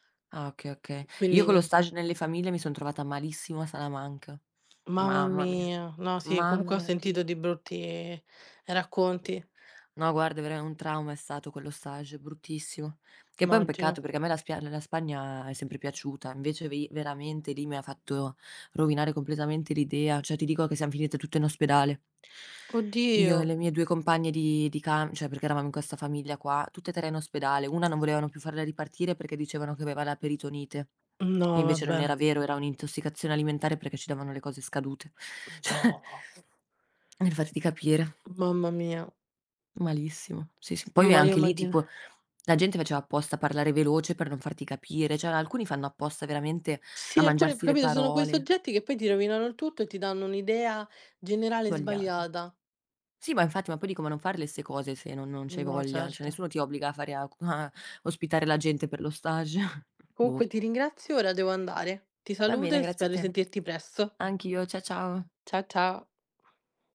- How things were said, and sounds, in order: tapping; other background noise; "cioè" said as "ceh"; surprised: "No"; laughing while speaking: "Cioè"; "cioè" said as "ceh"; "Cioè" said as "ceh"; chuckle
- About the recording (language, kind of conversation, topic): Italian, unstructured, Come ti relazioni con le persone del posto durante un viaggio?